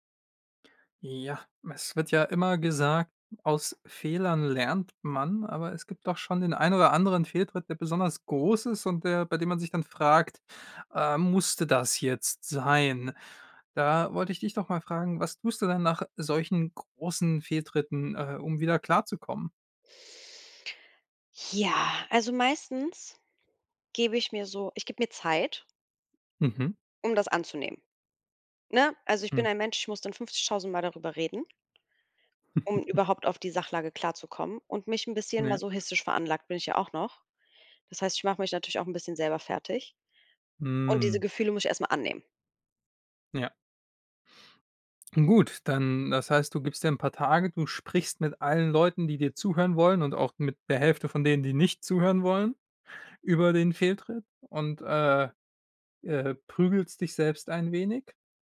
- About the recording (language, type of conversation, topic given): German, podcast, Was hilft dir, nach einem Fehltritt wieder klarzukommen?
- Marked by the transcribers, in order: other background noise; chuckle; drawn out: "Mhm"